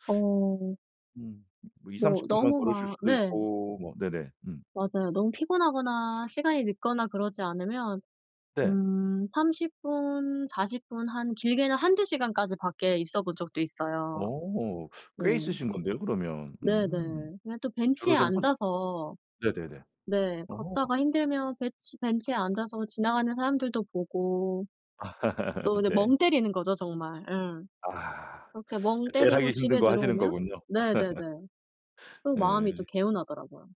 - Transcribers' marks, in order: other background noise; laugh
- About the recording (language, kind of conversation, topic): Korean, podcast, 도심 속 작은 공원에서 마음챙김을 하려면 어떻게 하면 좋을까요?